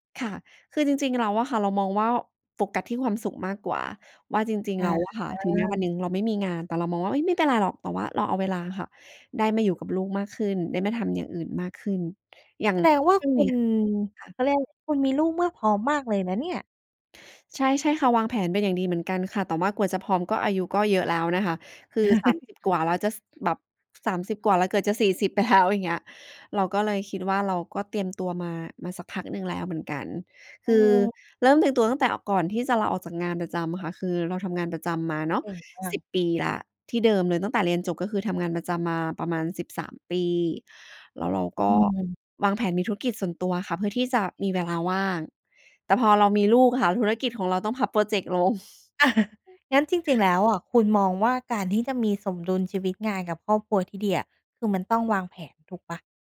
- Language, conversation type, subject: Thai, podcast, คุณมีวิธีหาความสมดุลระหว่างงานกับครอบครัวอย่างไร?
- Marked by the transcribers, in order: chuckle; tapping; other background noise; chuckle